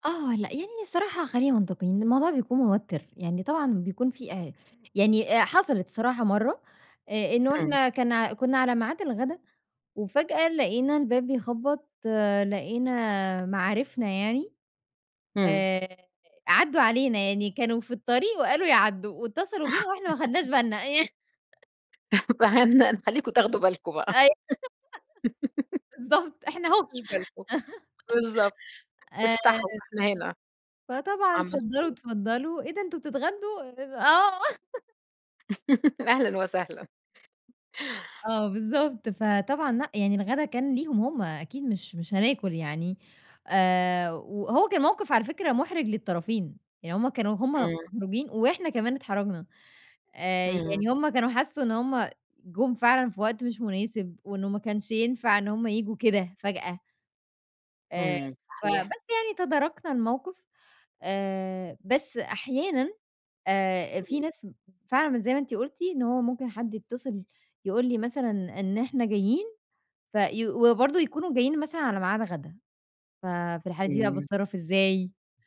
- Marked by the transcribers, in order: laugh; tapping; chuckle; laughing while speaking: "فهن هنخليكم تاخدوا بالكم بقى"; unintelligible speech; laughing while speaking: "أي بالضبط، إحنا أهو"; laugh; chuckle; laugh; chuckle; laugh
- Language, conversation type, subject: Arabic, podcast, إزاي بتحضّري البيت لاستقبال ضيوف على غفلة؟